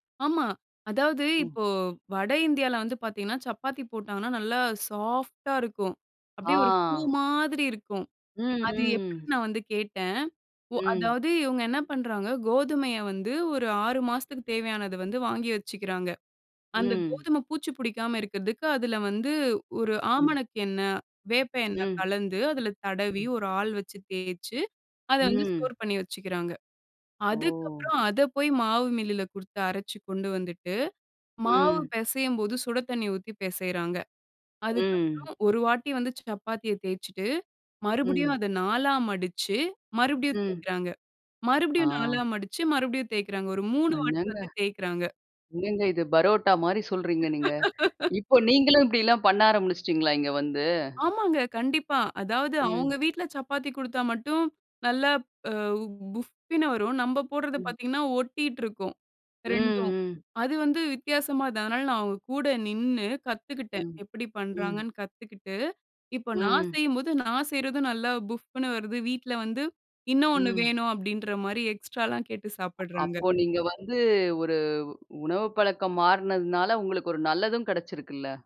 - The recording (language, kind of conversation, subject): Tamil, podcast, உங்களுடைய உணவுப் பழக்கங்கள் மாறியிருந்தால், அந்த மாற்றத்தை எப்படிச் சமாளித்தீர்கள்?
- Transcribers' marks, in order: in English: "சாஃப்ட்டா"; drawn out: "ஆ"; in English: "ஸ்டோர்"; unintelligible speech; laugh; in English: "எக்ஸ்ட்ராலாம்"; other background noise